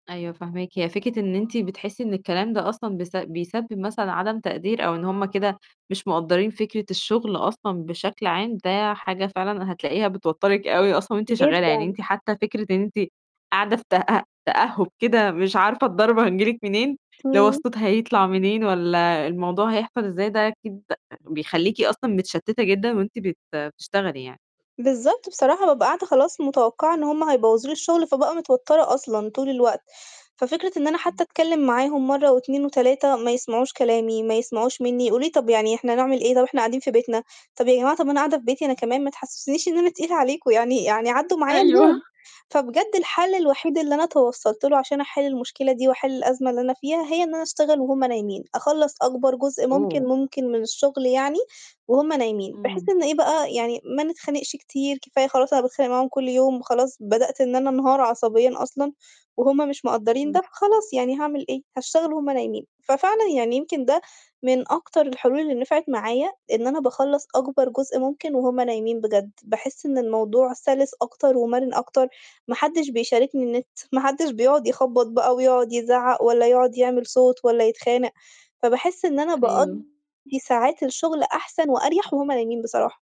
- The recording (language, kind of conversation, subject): Arabic, podcast, إزاي توازن بين الشغل من البيت وحياتك الشخصية؟
- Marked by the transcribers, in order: other background noise; tapping; laughing while speaking: "أيوه"; distorted speech